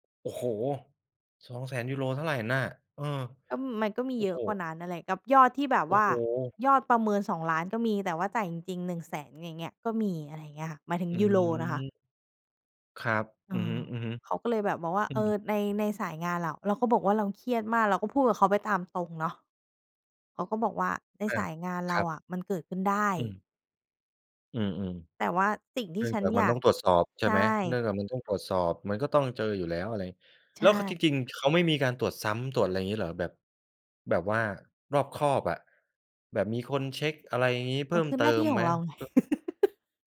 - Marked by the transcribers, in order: tapping; laugh
- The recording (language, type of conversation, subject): Thai, podcast, คุณจัดการกับความกลัวเมื่อต้องพูดความจริงอย่างไร?